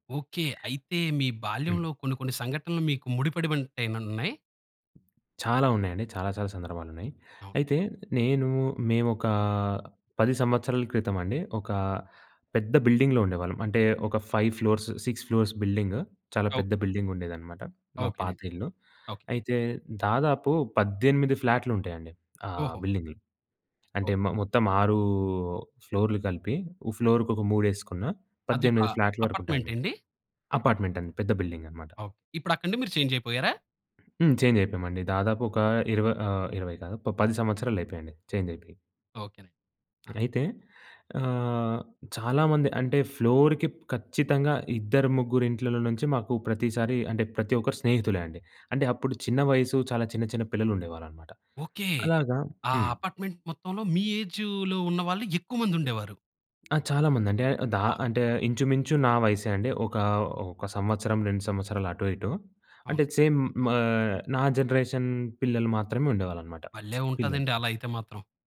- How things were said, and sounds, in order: tapping; other background noise; in English: "బిల్డింగ్‌లో"; in English: "ఫైవ్ ఫ్లోర్స్, సిక్స్ ఫ్లోర్స్ బిల్డింగ్"; in English: "బిల్డింగ్‌లో"; in English: "అపార్ట్మెంట్"; in English: "అపార్ట్మెంట్"; in English: "బిల్డింగ్"; in English: "చేంజ్"; in English: "చేంజ్"; in English: "చేంజ్"; in English: "ఫ్లోర్‌కి"; in English: "అపార్ట్మెంట్"; in English: "సేమ్"; in English: "జనరేషన్"; lip smack; other noise
- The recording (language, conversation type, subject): Telugu, podcast, మీ బాల్యంలో మీకు అత్యంత సంతోషాన్ని ఇచ్చిన జ్ఞాపకం ఏది?